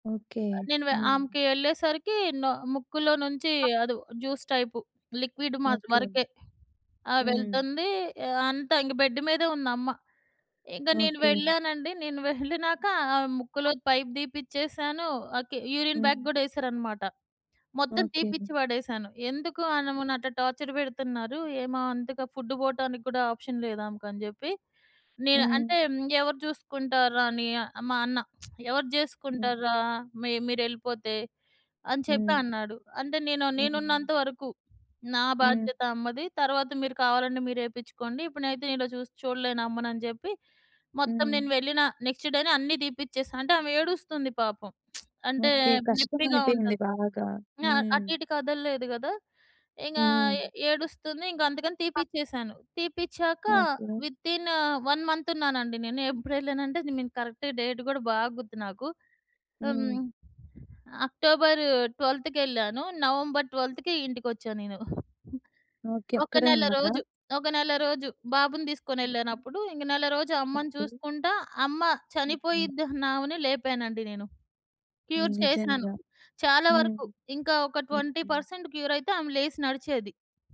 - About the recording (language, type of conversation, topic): Telugu, podcast, ఒంటరితనం అనిపించినప్పుడు మీరు మొదటగా ఎలాంటి అడుగు వేస్తారు?
- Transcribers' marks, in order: other background noise; in English: "జ్యూస్"; in English: "లిక్విడ్"; in English: "యూరిన్ బ్యాగ్"; in English: "టార్చర్"; in English: "ఫుడ్"; in English: "ఆప్షన్"; lip smack; in English: "నెక్స్ డేనే"; lip smack; in English: "వితిన్"; in English: "వన్ మంత్"; in English: "కరెక్ట్‌గ డేట్"; in English: "అక్టోబర్ ట్వెల్త్"; in English: "నవంబర్ ట్వెల్త్‌కి"; in English: "క్యూర్"; in English: "ట్వెంటీ పర్సెంట్"